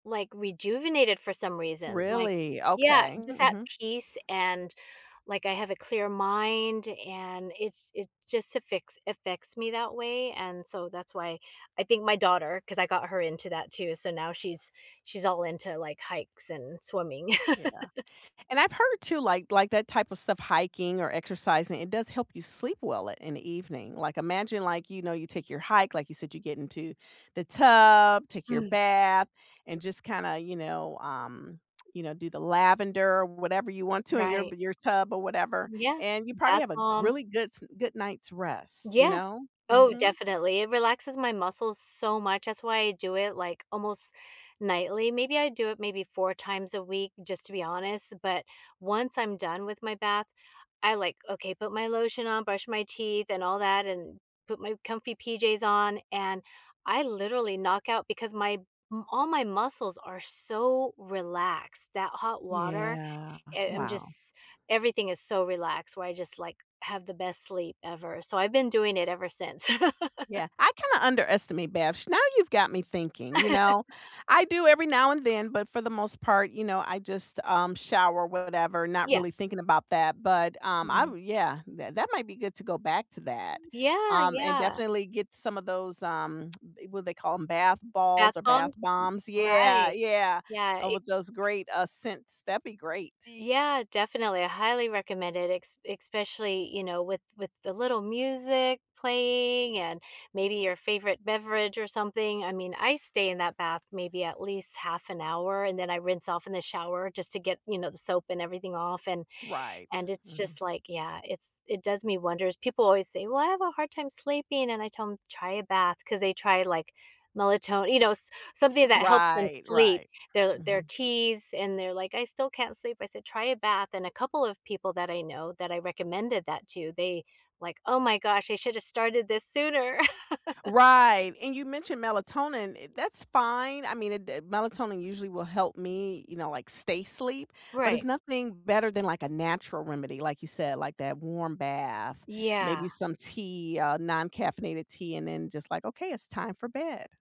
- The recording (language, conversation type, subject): English, unstructured, What hobby helps you relax after a busy day?
- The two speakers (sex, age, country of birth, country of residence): female, 55-59, United States, United States; female, 55-59, United States, United States
- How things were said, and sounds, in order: background speech; "affects" said as "afficts"; chuckle; other background noise; drawn out: "Yeah"; chuckle; laugh; chuckle